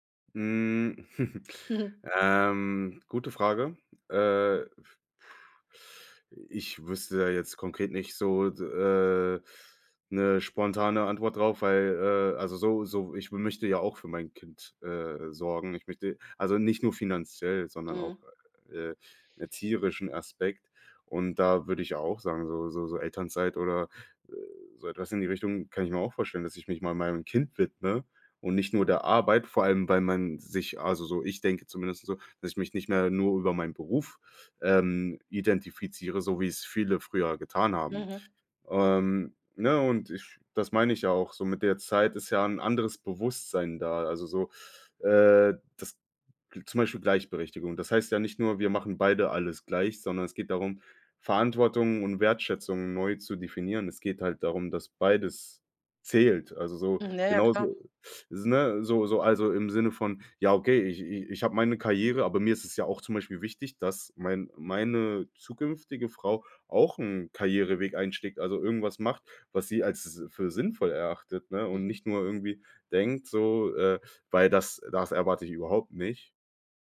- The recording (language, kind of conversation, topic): German, podcast, Wie hat sich euer Rollenverständnis von Mann und Frau im Laufe der Zeit verändert?
- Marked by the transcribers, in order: chuckle; giggle